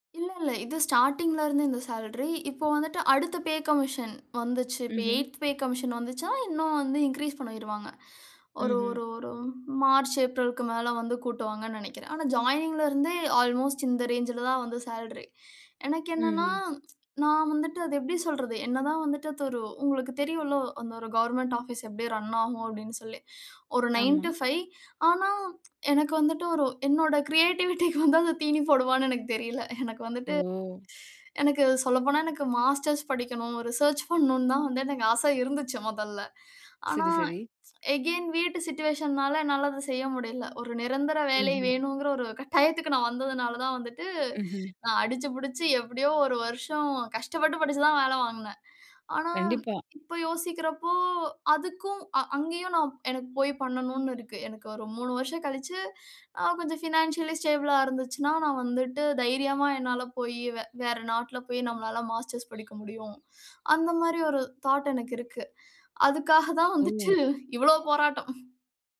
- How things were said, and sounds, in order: in English: "பே கமிஷன்"; in English: "எய்த் பே கமிஷன்"; in English: "அல்மோஸ்ட்"; in English: "ரேஞ்சுல"; tongue click; in English: "ரன்னாகும்"; in English: "நைன் டு ஃபைவ்"; tongue click; in English: "கிரியேட்டிவிட்டிக்கு"; laughing while speaking: "வந்து அது தீனி போடுமான்னு எனக்கு தெரியல. எனக்கு வந்துட்டு"; in English: "மாஸ்டர்ஸ்"; in English: "ரிசர்ச்"; chuckle; in English: "அகைன்"; in English: "சிட்யூயேஷன்னால"; in English: "பினான்சியலி ஸ்டேபிள்ளா"; other noise; in English: "மாஸ்டர்ஸ்"; in English: "தாட்"; laughing while speaking: "அதுக்காக தான் வந்துட்டு இவ்வளோ போராட்டம்"
- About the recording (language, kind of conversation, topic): Tamil, podcast, உங்கள் வாழ்க்கை இலக்குகளை அடைவதற்கு சிறிய அடுத்த படி என்ன?